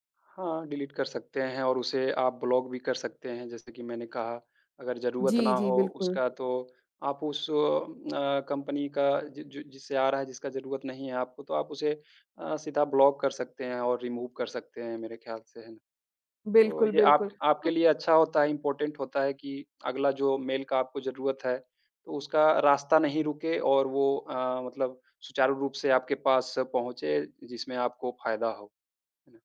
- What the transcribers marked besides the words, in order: in English: "डिलीट"; tapping; other background noise; in English: "रिमूव"; other noise; in English: "इम्पोर्टेंट"
- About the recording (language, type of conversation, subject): Hindi, unstructured, ईमेल के साथ आपका तालमेल कैसा है?